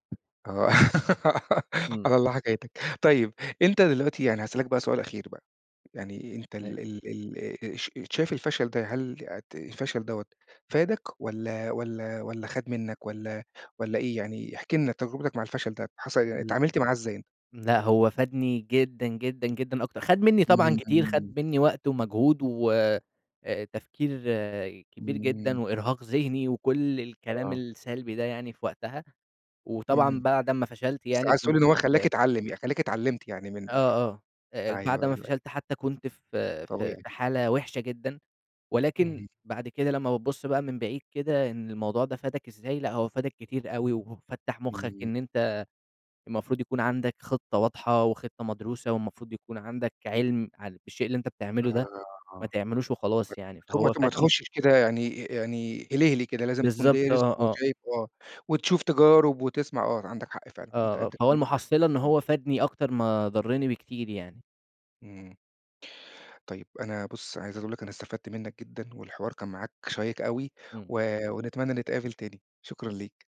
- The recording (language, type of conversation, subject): Arabic, podcast, إزاي بتنظم وقتك بين الشغل والبيت؟
- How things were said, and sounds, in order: other background noise; giggle; unintelligible speech; unintelligible speech